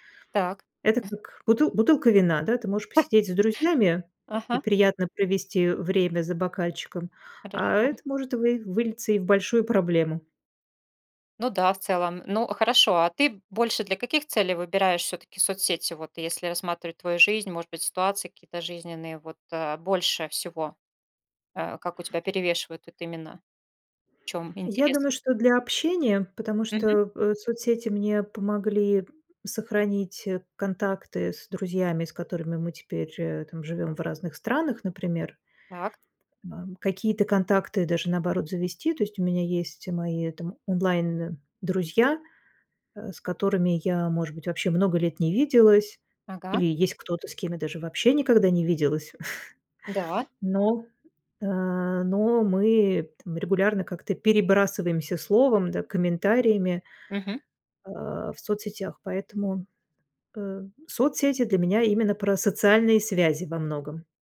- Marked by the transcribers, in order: other noise; chuckle; other background noise; chuckle
- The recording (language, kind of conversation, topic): Russian, podcast, Как соцсети меняют то, что мы смотрим и слушаем?